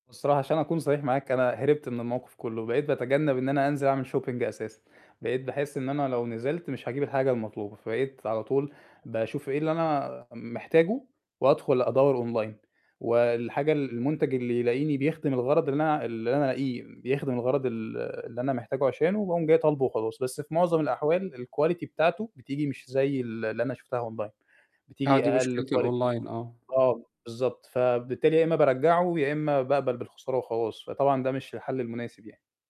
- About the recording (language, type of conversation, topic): Arabic, advice, إزاي أفرق بين الاحتياج والرغبة قبل ما أشتري أي حاجة؟
- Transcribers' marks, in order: in English: "shopping"; in English: "online"; in English: "الquality"; in English: "online"; in English: "الonline"; in English: "quality"